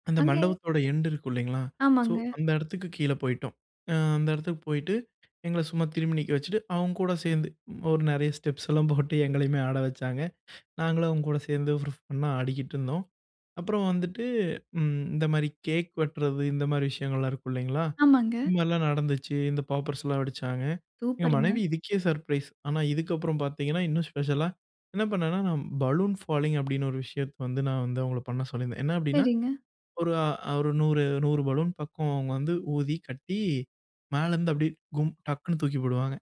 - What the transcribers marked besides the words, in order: laughing while speaking: "அந்த மண்டபத்தோட எண்ட் இருக்கு இல்லைங்களா … ஃபண்ணா ஆடிட்டு இருந்தோம்"; in English: "எண்ட்"; in English: "ஃபண்ணா"; in English: "பாப்பர்ஸ்லாம்"; in English: "பலூன் ஃபாலிங்"
- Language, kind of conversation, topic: Tamil, podcast, திருமணத்தில் உங்களுக்கு மறக்க முடியாத ஒரு தருணம் நடந்ததா?